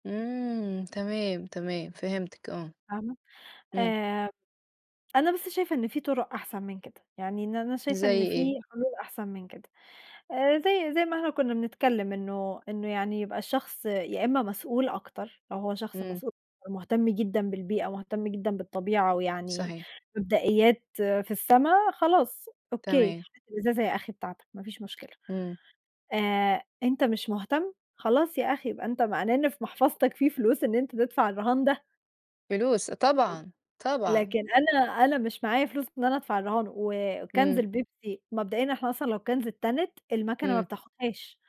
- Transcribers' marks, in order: background speech; unintelligible speech; tapping; in English: "وكانز"; in English: "كانز"
- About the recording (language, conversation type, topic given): Arabic, unstructured, هل المفروض الشركات تتحمّل مسؤولية أكبر عن التلوث؟